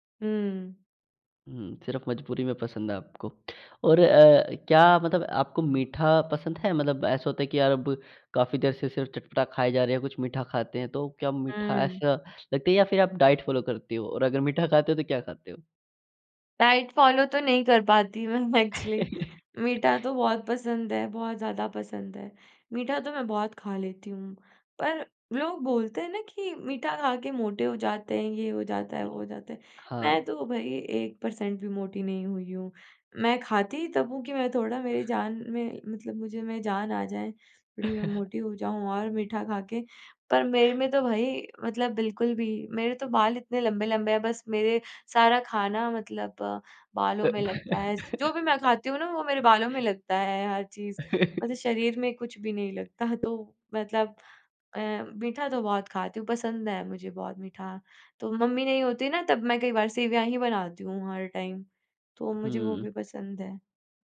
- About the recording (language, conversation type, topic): Hindi, podcast, आप असली भूख और बोरियत से होने वाली खाने की इच्छा में कैसे फर्क करते हैं?
- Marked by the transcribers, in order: lip smack; in English: "डाइट फ़ॉलो"; in English: "डाइट फॉलो"; laughing while speaking: "मैं एक्चुअली"; laugh; in English: "एक्चुअली"; in English: "एक परसेंट"; chuckle; laugh; laugh; laughing while speaking: "लगता"; in English: "टाइम"